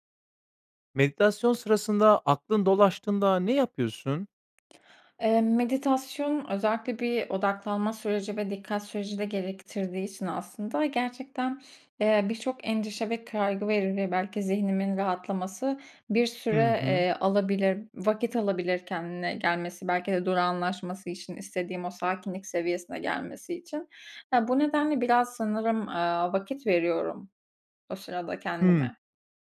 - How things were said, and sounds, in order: none
- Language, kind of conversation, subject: Turkish, podcast, Meditasyon sırasında zihnin dağıldığını fark ettiğinde ne yaparsın?
- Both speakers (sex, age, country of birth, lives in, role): female, 25-29, Turkey, Hungary, guest; male, 30-34, Turkey, Bulgaria, host